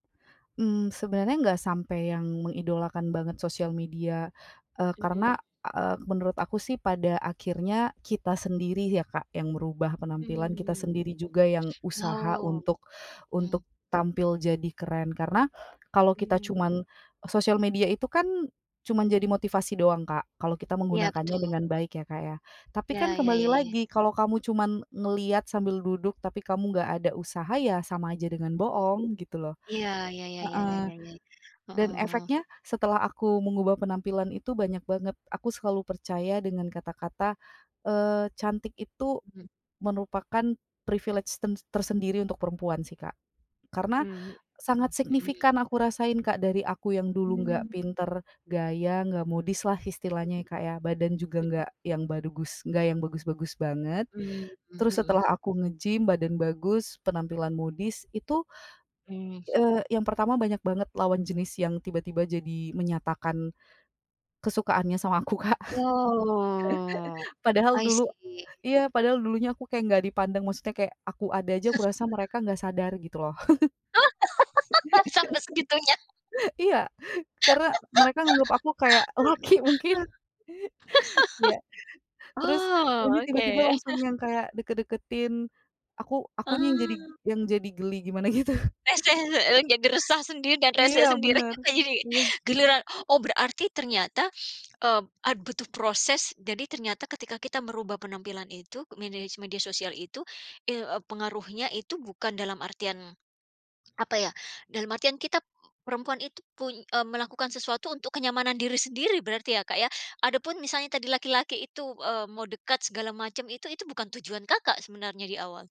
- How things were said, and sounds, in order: other background noise; tapping; in English: "privilege"; drawn out: "Oh"; in English: "i see"; laughing while speaking: "Kak"; chuckle; chuckle; laughing while speaking: "Oh sampai segitunya"; laugh; laughing while speaking: "laki mungkin"; chuckle; laughing while speaking: "Rese jadi resah sendiri dan rese sendiri jadi giliran"; unintelligible speech; laughing while speaking: "gitu"; chuckle
- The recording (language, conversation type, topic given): Indonesian, podcast, Bagaimana media sosial mengubah cara kamu menampilkan diri?